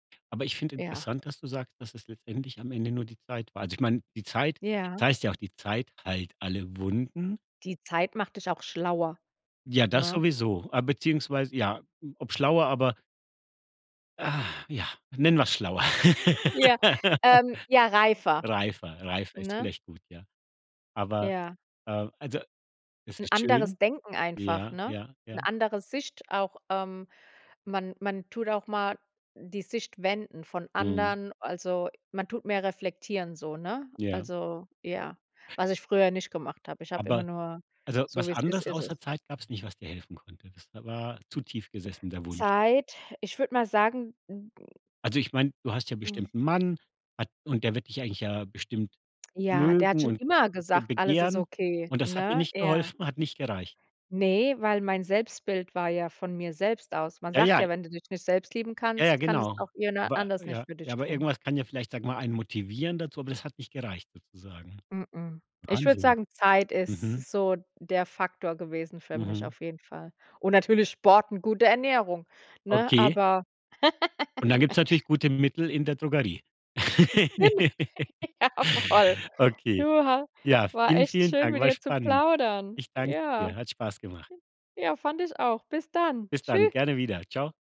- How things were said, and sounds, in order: laugh; unintelligible speech; other noise; laugh; giggle; laughing while speaking: "Jawoll. Du ha"; laugh; joyful: "war echt schön, mit dir zu plaudern"; other background noise
- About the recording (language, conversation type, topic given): German, podcast, Wie übst du, dich so zu akzeptieren, wie du bist?